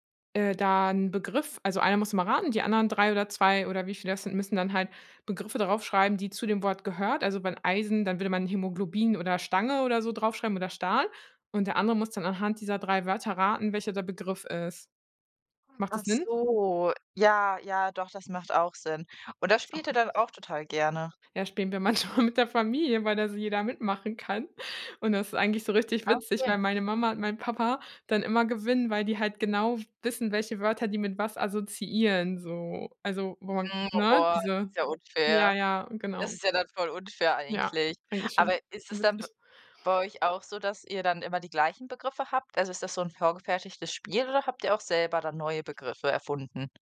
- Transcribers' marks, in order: laughing while speaking: "manchmal"
- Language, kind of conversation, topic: German, podcast, Welche Rolle spielt Nostalgie bei deinem Hobby?